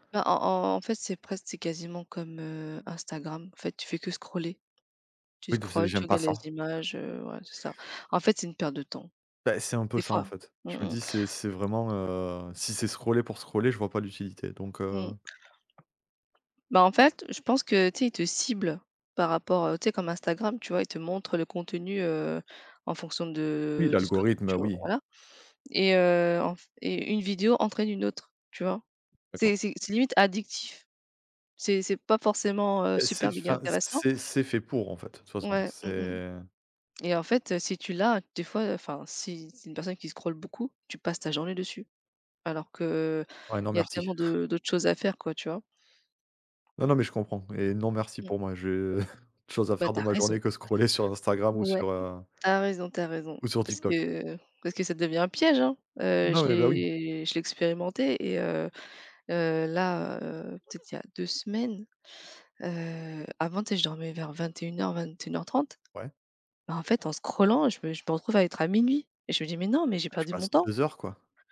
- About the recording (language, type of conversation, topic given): French, unstructured, Comment les réseaux sociaux influencent-ils vos interactions quotidiennes ?
- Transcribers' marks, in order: in English: "scroller"; in English: "scrolles"; other background noise; tapping; stressed: "ciblent"; in English: "scrolle"; in English: "scrollant"